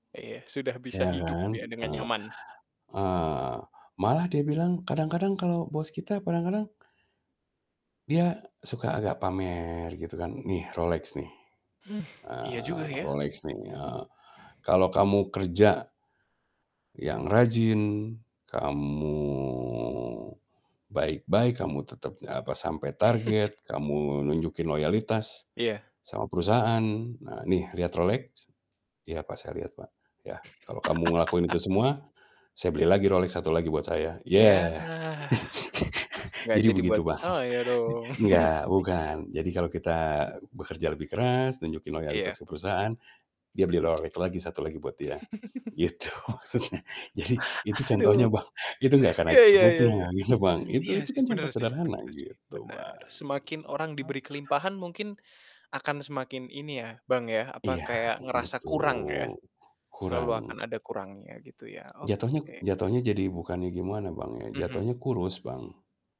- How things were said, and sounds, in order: exhale; drawn out: "kamu"; chuckle; laugh; laugh; drawn out: "Yah"; laugh; laugh; laughing while speaking: "gitu maksudnya. Jadi"; laugh; laughing while speaking: "Bang"; laughing while speaking: "gitu Bang"; drawn out: "Bang"
- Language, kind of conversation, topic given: Indonesian, podcast, Apa arti kebahagiaan sederhana bagimu?